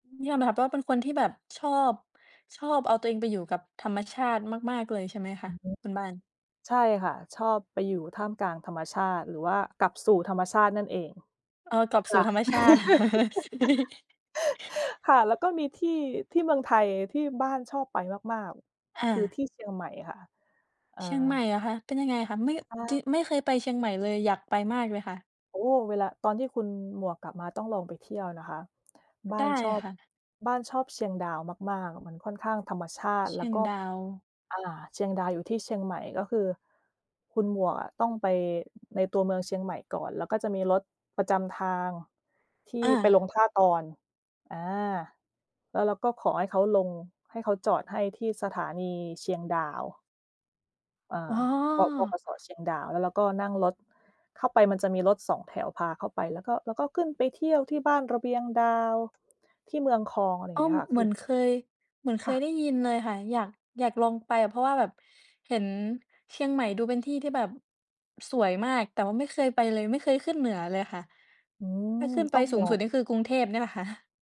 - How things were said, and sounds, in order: background speech; other background noise; laugh; chuckle; laughing while speaking: "ก็ดี"; tapping
- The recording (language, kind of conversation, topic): Thai, unstructured, ธรรมชาติส่งผลต่อความรู้สึกของเราอย่างไรบ้าง?